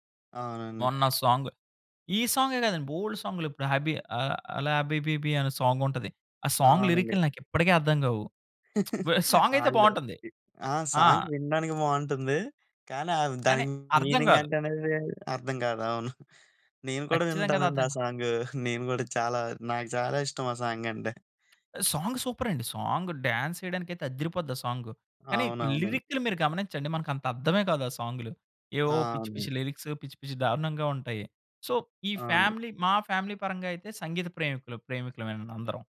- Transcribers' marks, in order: in English: "సాంగ్ లిరిక్‌లు"; laugh; in English: "సాంగ్"; lip smack; chuckle; unintelligible speech; in English: "సూపర్"; in English: "సాంగ్ డాన్స్"; in English: "సో"; in English: "ఫ్యామిలీ"; in English: "ఫ్యామిలీ"
- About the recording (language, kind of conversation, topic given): Telugu, podcast, మీ కుటుంబ సంగీత అభిరుచి మీపై ఎలా ప్రభావం చూపింది?